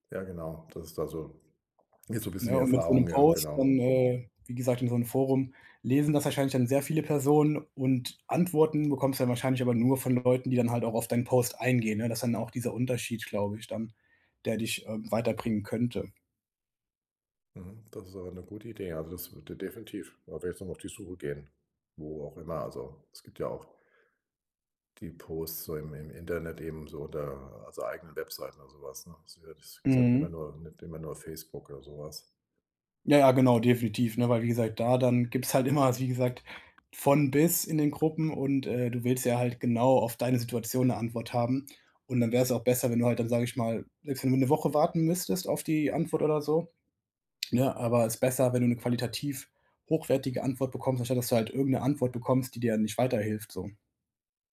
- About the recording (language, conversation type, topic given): German, advice, Wie baue ich in meiner Firma ein nützliches Netzwerk auf und pflege es?
- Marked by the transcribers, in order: swallow; other background noise